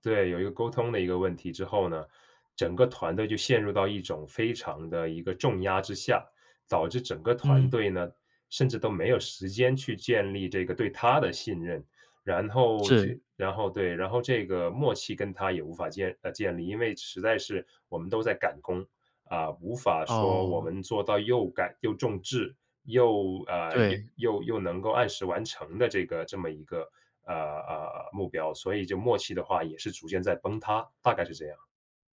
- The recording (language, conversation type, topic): Chinese, podcast, 在团队里如何建立信任和默契？
- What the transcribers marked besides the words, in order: none